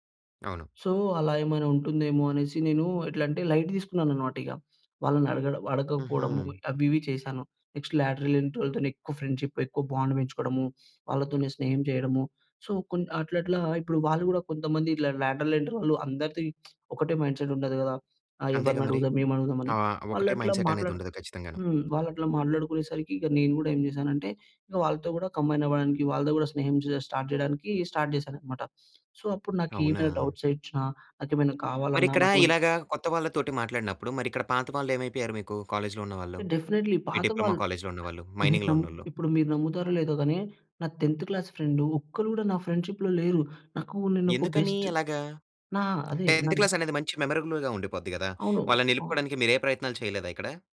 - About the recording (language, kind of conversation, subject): Telugu, podcast, పాత స్నేహాలను నిలుపుకోవడానికి మీరు ఏమి చేస్తారు?
- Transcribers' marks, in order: in English: "సో"; in English: "లైట్"; in English: "నెక్స్ట్ లేట్రల్ ఎంట్రీ"; in English: "ఫ్రెండ్షిప్"; in English: "బాండ్"; sniff; in English: "సో"; in English: "లేట్రల్ ఎంట్రీ"; lip smack; in English: "మైండ్‌సెట్"; in English: "కంబైన్"; in English: "స్టార్ట్"; in English: "స్టార్ట్"; in English: "సో"; in English: "డౌట్స్"; in English: "కాలేజ్‌లో"; in English: "డెఫి‌నేట్లీ"; in English: "డిప్లొమా కాలేజ్‌లో"; in English: "మై‌నింగ్‌లో"; in English: "టెన్త్ క్లాస్"; in English: "ఫ్రెండ్షిప్‌లో"; in English: "టెన్త్ క్లాస్"; in English: "బెస్ట్"; in English: "మెమరబుల్‌గా"